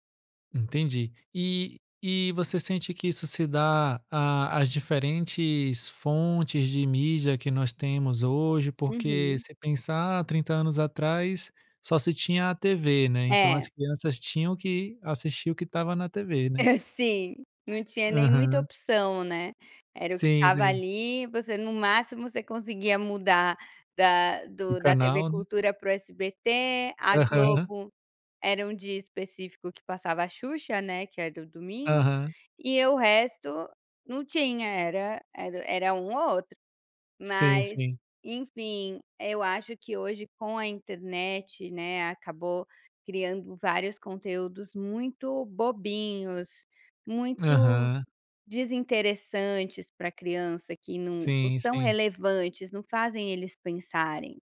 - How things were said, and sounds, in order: tapping; chuckle; other background noise
- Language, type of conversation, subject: Portuguese, podcast, Que programa de TV da sua infância você lembra com carinho?